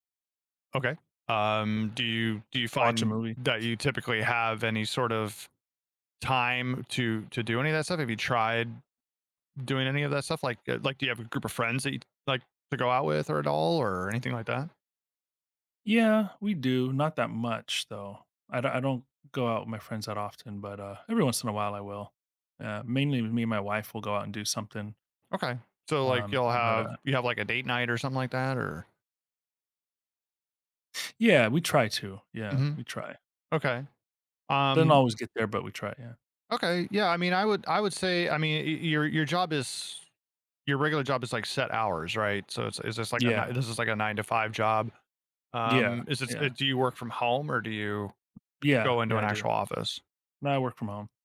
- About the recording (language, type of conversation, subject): English, advice, How can I find time for self-care?
- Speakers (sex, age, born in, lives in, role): male, 40-44, United States, United States, advisor; male, 40-44, United States, United States, user
- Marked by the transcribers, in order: other background noise